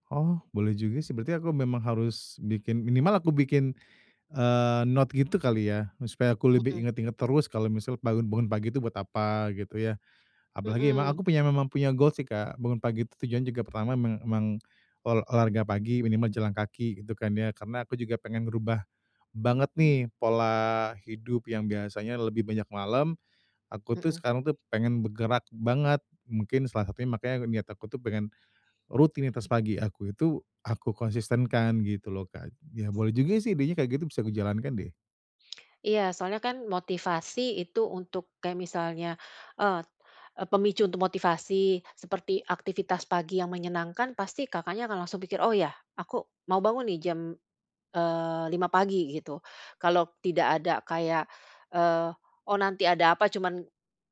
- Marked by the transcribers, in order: in English: "note"; other background noise; stressed: "rutinitas"
- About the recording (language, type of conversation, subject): Indonesian, advice, Bagaimana cara membangun kebiasaan bangun pagi yang konsisten?